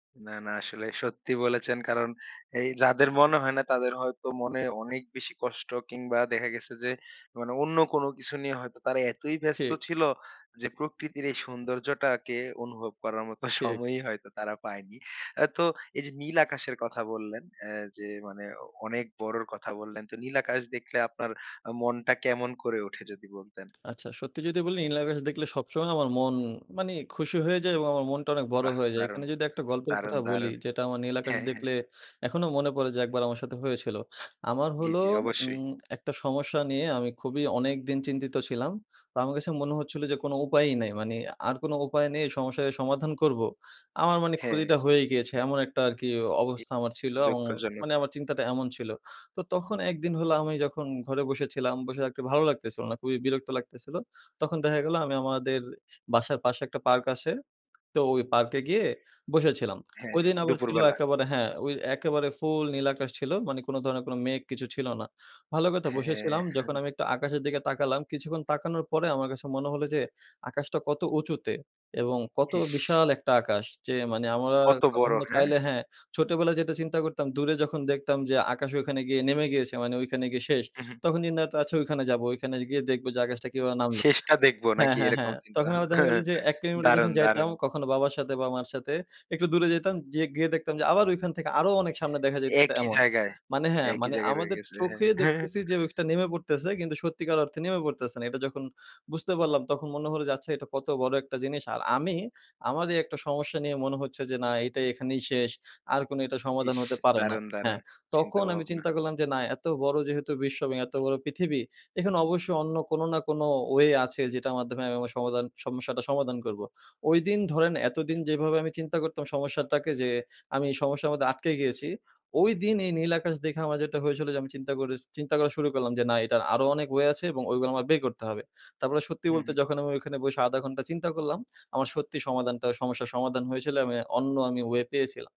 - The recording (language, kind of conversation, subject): Bengali, podcast, নীল আকাশ বা সূর্যাস্ত দেখলে তোমার মনে কী গল্প ভেসে ওঠে?
- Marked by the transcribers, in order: other background noise; laughing while speaking: "সময়ই"; tapping; chuckle; laughing while speaking: "ভাবনা?"; chuckle; lip smack